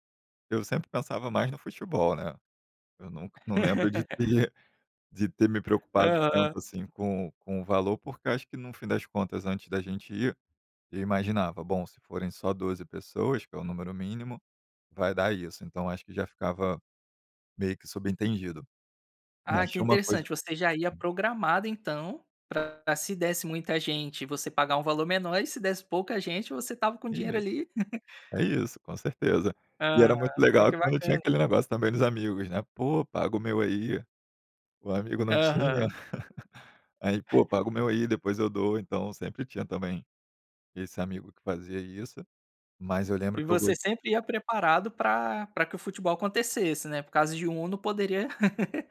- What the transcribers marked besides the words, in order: laugh; tapping; chuckle; laugh; chuckle; laugh
- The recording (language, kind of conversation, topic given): Portuguese, podcast, Como o esporte une as pessoas na sua comunidade?